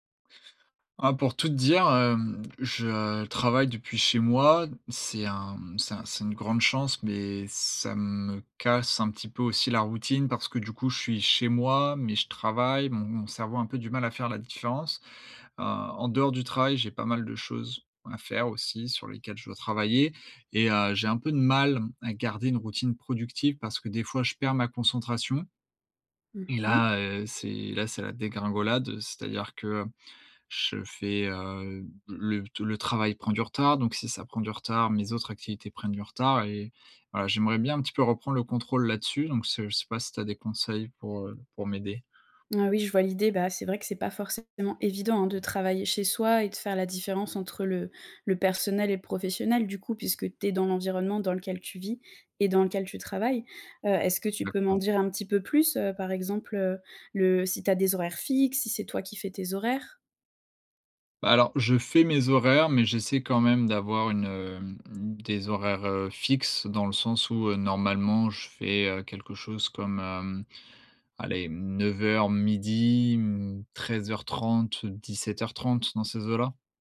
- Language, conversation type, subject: French, advice, Comment garder une routine productive quand je perds ma concentration chaque jour ?
- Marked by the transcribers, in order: drawn out: "heu"; other background noise